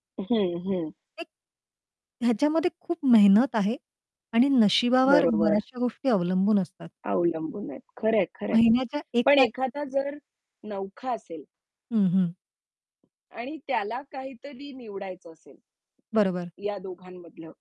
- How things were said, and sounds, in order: static; distorted speech; tapping
- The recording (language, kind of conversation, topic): Marathi, podcast, नोकरीची सुरक्षितता आणि तृप्ती यांमधील संघर्ष तुम्ही कसा सांभाळता?